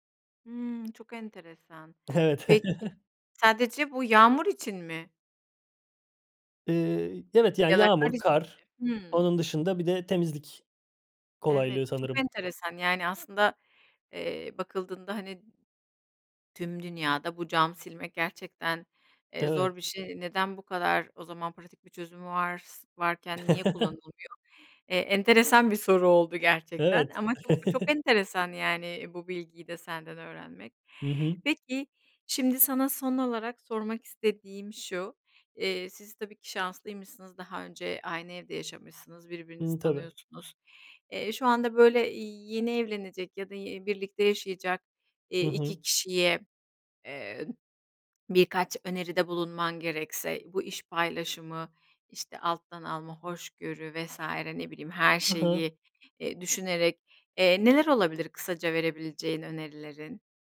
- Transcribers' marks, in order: chuckle; laugh; chuckle; other noise
- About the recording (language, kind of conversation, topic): Turkish, podcast, Ev işlerindeki iş bölümünü evinizde nasıl yapıyorsunuz?